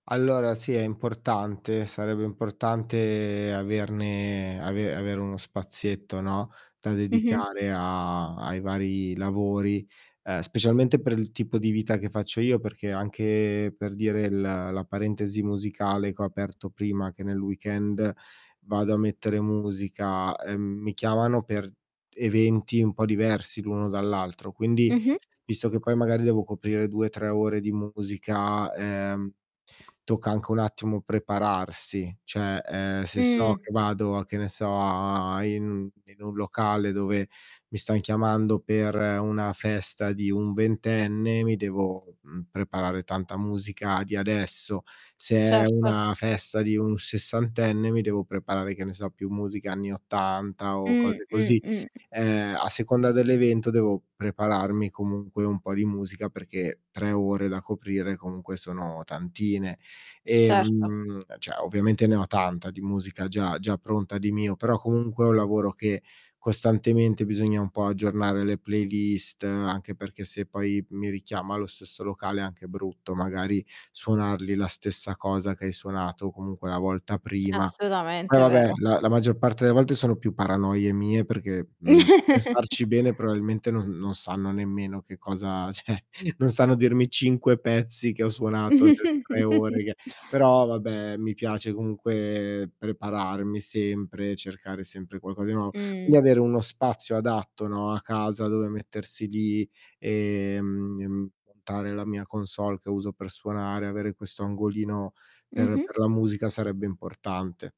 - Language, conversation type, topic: Italian, podcast, Come organizzi lo spazio di casa per riuscire a concentrarti meglio?
- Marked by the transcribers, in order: static; other background noise; distorted speech; tapping; "cioè" said as "ceh"; drawn out: "Mh"; drawn out: "Ehm"; "cioè" said as "ceh"; chuckle; laughing while speaking: "ceh"; "cioè" said as "ceh"; chuckle; drawn out: "Mh"; drawn out: "ehm"